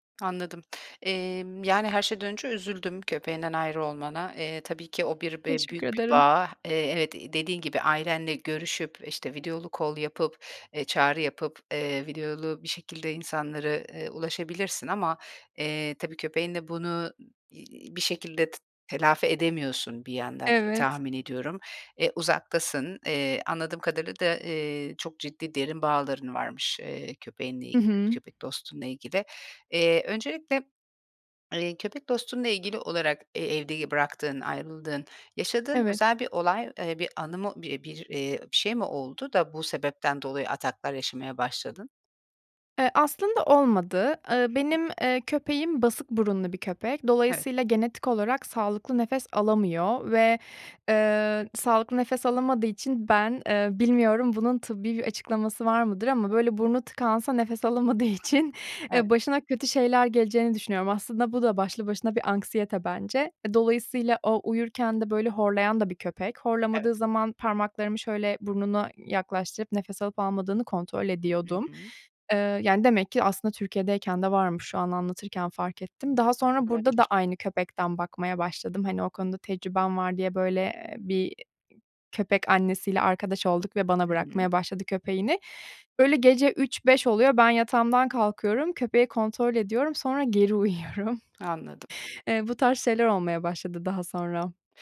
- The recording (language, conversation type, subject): Turkish, advice, Anksiyete ataklarıyla başa çıkmak için neler yapıyorsunuz?
- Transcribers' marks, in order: other background noise; in English: "call"; unintelligible speech; laughing while speaking: "alamadığı için"; laughing while speaking: "uyuyorum"